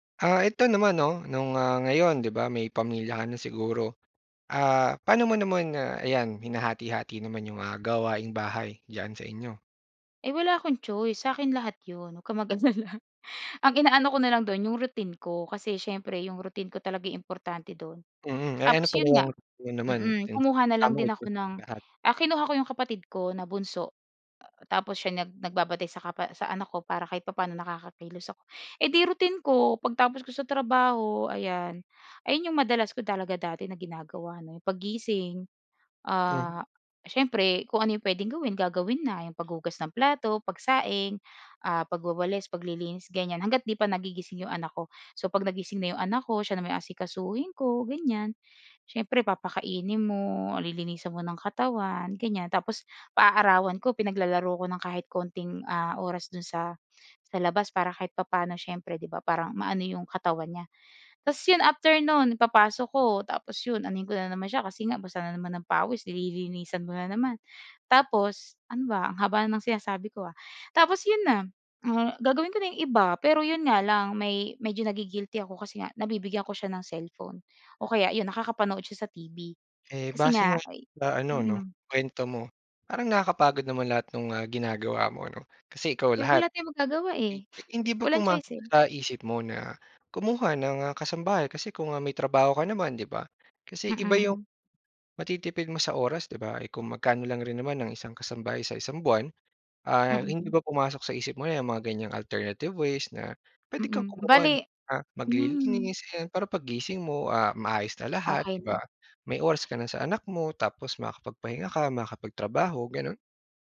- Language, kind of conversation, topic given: Filipino, podcast, Paano ninyo hinahati-hati ang mga gawaing-bahay sa inyong pamilya?
- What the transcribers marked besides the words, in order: laughing while speaking: "mag-alala"; other background noise; in English: "alternative ways"